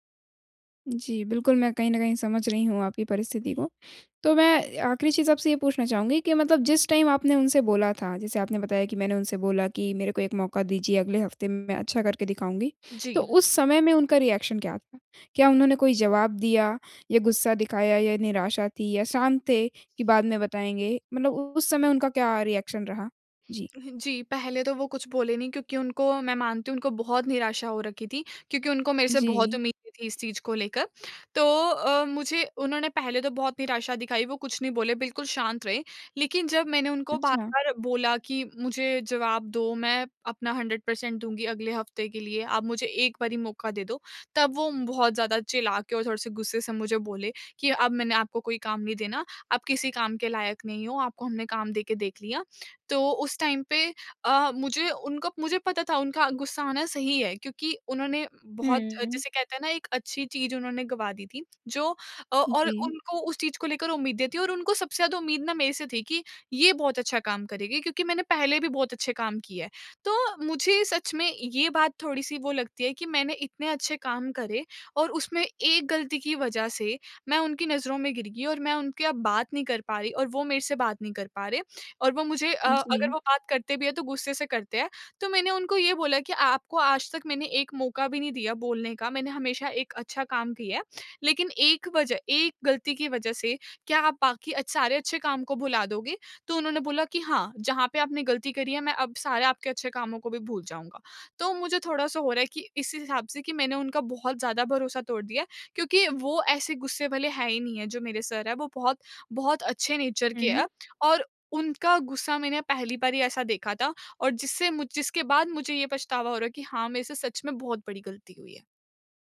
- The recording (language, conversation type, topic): Hindi, advice, क्या मैं अपनी गलती के बाद टीम का भरोसा फिर से जीत सकता/सकती हूँ?
- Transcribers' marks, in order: in English: "टाइम"; in English: "रिएक्शन"; in English: "रिएक्शन"; in English: "हंड्रेड पर्सेंट"; in English: "टाइम"; in English: "नेचर"